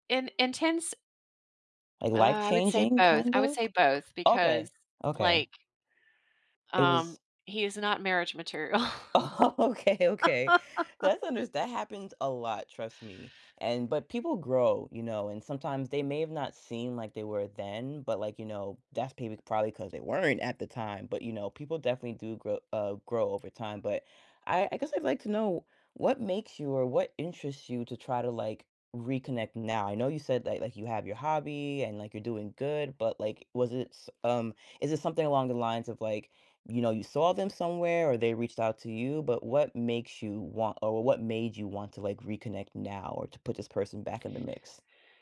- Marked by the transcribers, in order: other background noise; laughing while speaking: "Oh, okay, okay"; laughing while speaking: "material"; laugh; "maybe" said as "paybe"
- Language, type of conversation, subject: English, advice, How can I reach out to an old friend and rebuild trust after a long time apart?
- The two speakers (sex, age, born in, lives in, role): female, 30-34, United States, United States, advisor; female, 55-59, United States, United States, user